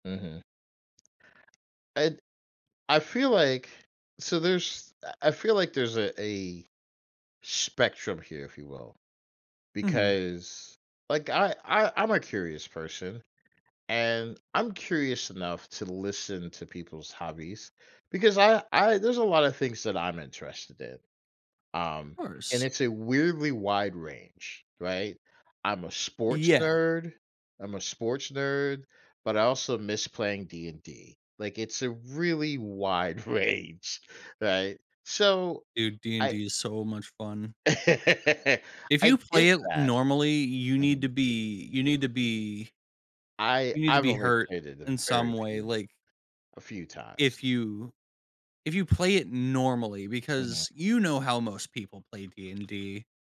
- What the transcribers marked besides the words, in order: tapping; other background noise; laughing while speaking: "range"; laugh
- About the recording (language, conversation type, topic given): English, unstructured, What makes people want others to value their hobbies as much as they do?
- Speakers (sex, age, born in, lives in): male, 20-24, United States, United States; male, 50-54, United States, United States